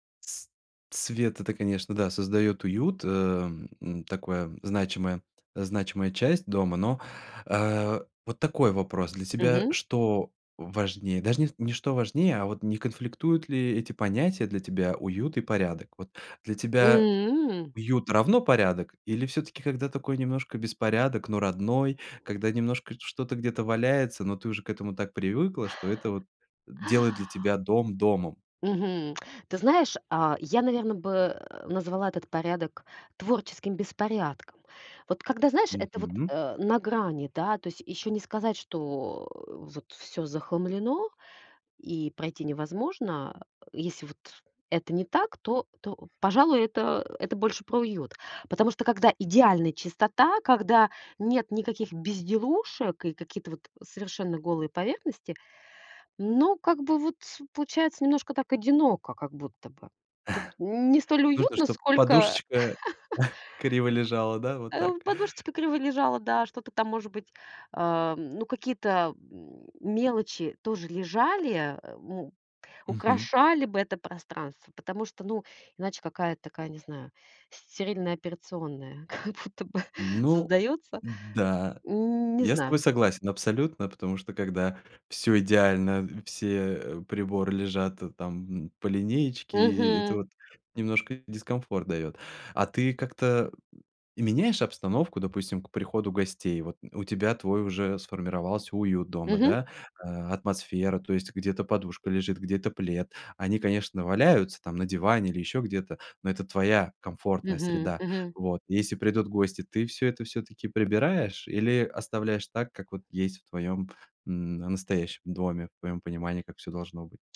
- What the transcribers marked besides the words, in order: tapping; chuckle; chuckle; chuckle; laugh; laughing while speaking: "как будто бы"
- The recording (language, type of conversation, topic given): Russian, podcast, Что делает дом по‑настоящему тёплым и приятным?
- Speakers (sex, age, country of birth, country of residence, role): female, 40-44, Russia, United States, guest; male, 30-34, Russia, Spain, host